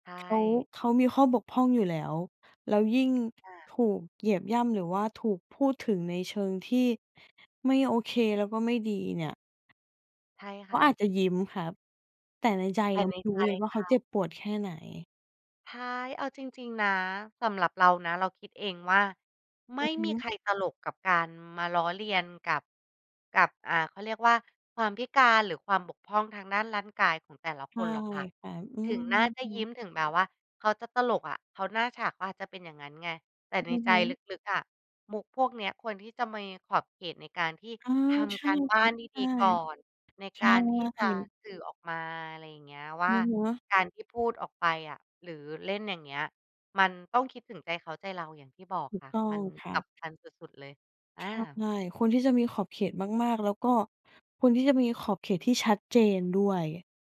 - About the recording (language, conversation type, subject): Thai, podcast, มุกตลกหรือการเสียดสีในสื่อควรมีขอบเขตหรือไม่?
- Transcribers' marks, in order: other background noise